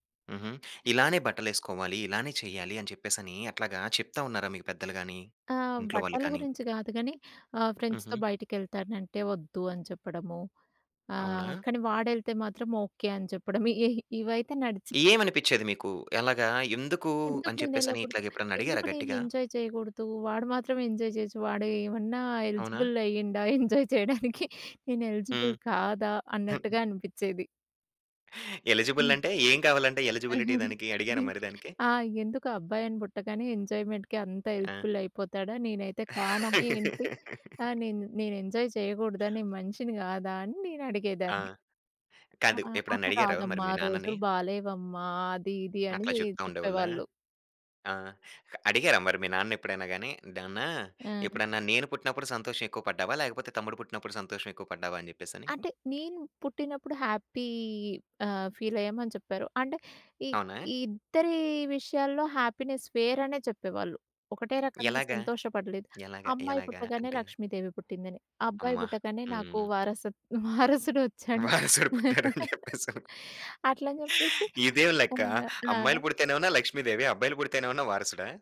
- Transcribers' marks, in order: other background noise; in English: "ఫ్రెండ్స్‌తో"; in English: "ఎంజాయ్"; in English: "ఎంజాయ్"; in English: "ఎలిజిబుల్"; laughing while speaking: "ఎంజాయ్ చెయ్యడానికి?"; other noise; in English: "ఎలిజిబుల్"; in English: "ఎలిజిబిలిటీ"; giggle; in English: "ఎంజాయ్‌మెంట్‌కి"; in English: "హెల్ప్‌ఫుల్"; laugh; in English: "ఎంజాయ్"; in English: "హ్యాపీ"; in English: "ఫీల్"; in English: "హ్యాపీనెస్"; laughing while speaking: "వారసుడు పుట్టారు అని చెప్పేసని"; chuckle; giggle
- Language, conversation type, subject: Telugu, podcast, అమ్మాయిలు, అబ్బాయిల పాత్రలపై వివిధ తరాల అభిప్రాయాలు ఎంతవరకు మారాయి?